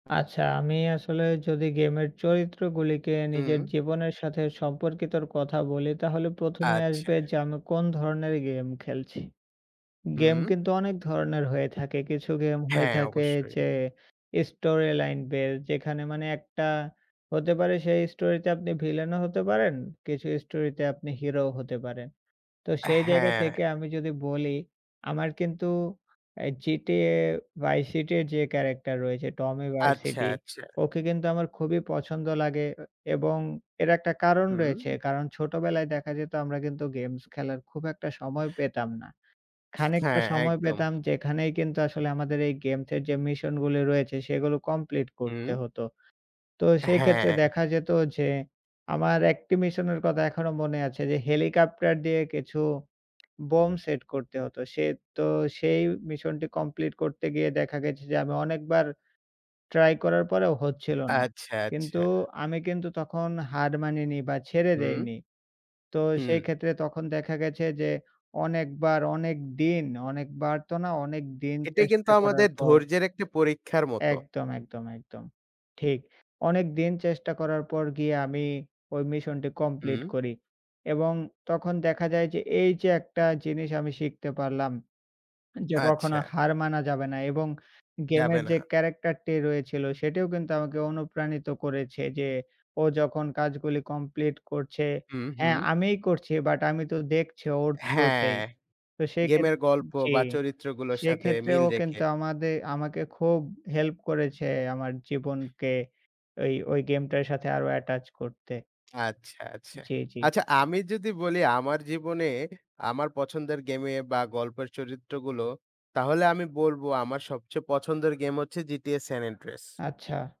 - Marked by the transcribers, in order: tapping; in English: "স্টোরি লাইন বেজ"; horn; other background noise; lip smack; in English: "ক্যারাক্টার"; in English: "অ্যাটাচ"
- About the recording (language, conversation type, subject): Bengali, unstructured, কোন কোন গেম আপনার কাছে বিশেষ, এবং কেন সেগুলো আপনার পছন্দের তালিকায় আছে?